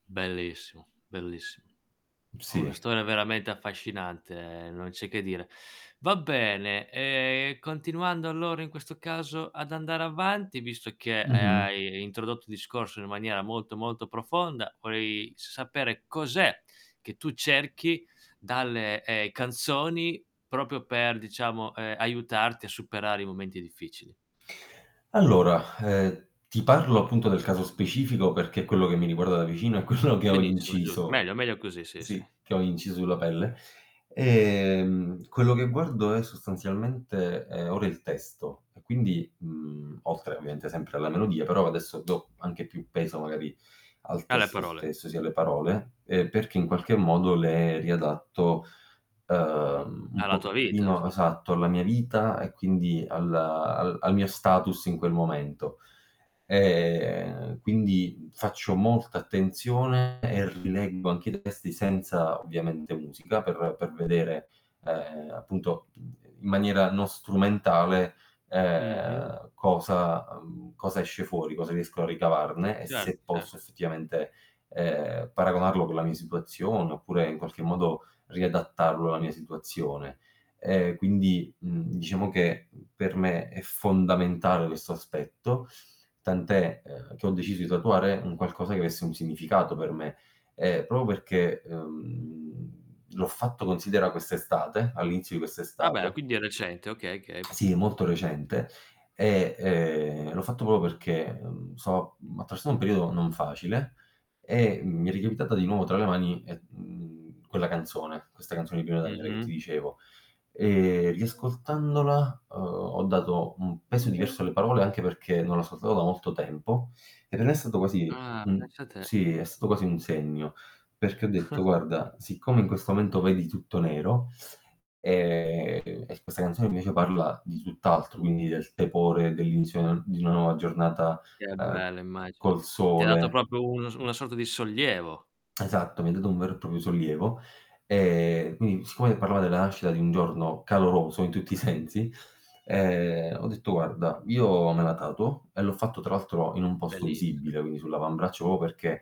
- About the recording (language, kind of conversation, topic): Italian, podcast, Che ruolo ha la musica nei tuoi giorni tristi o difficili?
- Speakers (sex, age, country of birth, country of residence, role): male, 25-29, Italy, Italy, guest; male, 25-29, Italy, Italy, host
- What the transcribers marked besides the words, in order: static; tapping; "proprio" said as "propio"; distorted speech; laughing while speaking: "quello"; other background noise; drawn out: "Ehm"; mechanical hum; drawn out: "ehm"; "proprio" said as "propio"; chuckle; drawn out: "ehm"; laughing while speaking: "i sensi"; drawn out: "ehm"; "proprio" said as "propo"